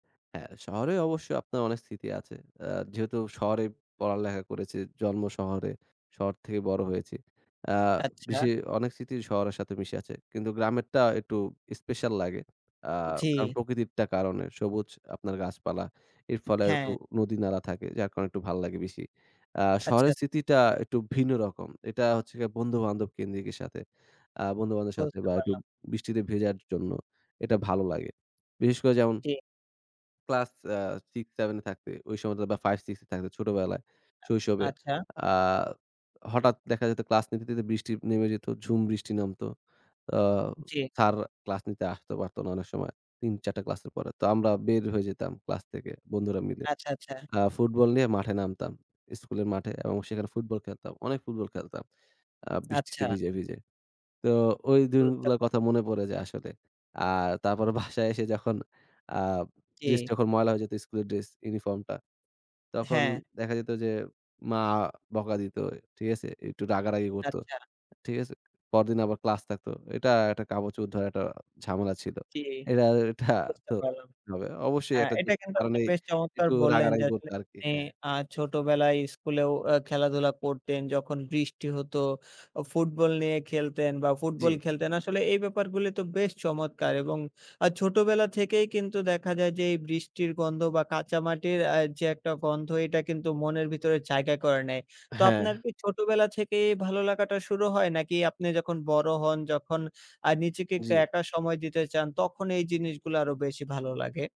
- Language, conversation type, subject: Bengali, podcast, বৃষ্টির গন্ধ বা কাঁচা মাটির টান তোমার মনে কী জাগায়?
- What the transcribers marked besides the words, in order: tapping; scoff; "এটা" said as "এঠা"